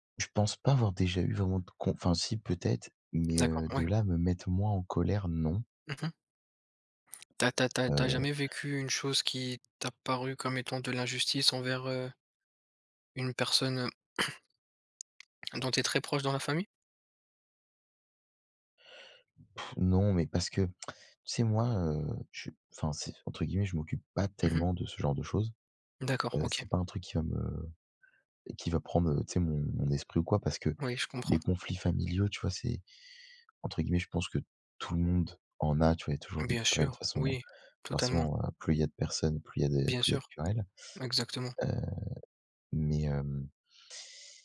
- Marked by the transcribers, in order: tapping; throat clearing; blowing; other background noise
- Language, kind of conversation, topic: French, unstructured, As-tu déjà été en colère à cause d’un conflit familial ?